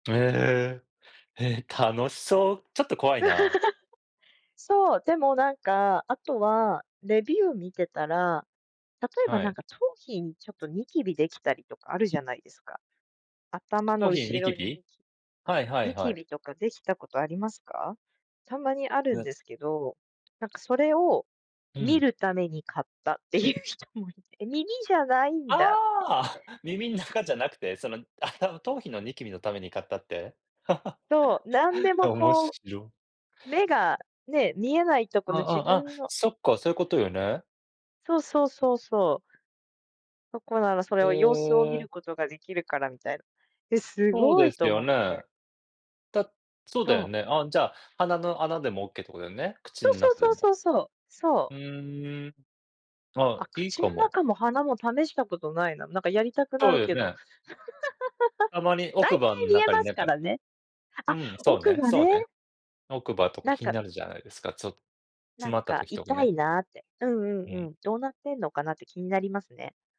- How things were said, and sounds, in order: chuckle; tapping; laughing while speaking: "いう人もいて"; laugh; laugh
- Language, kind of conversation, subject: Japanese, unstructured, 最近使い始めて便利だと感じたアプリはありますか？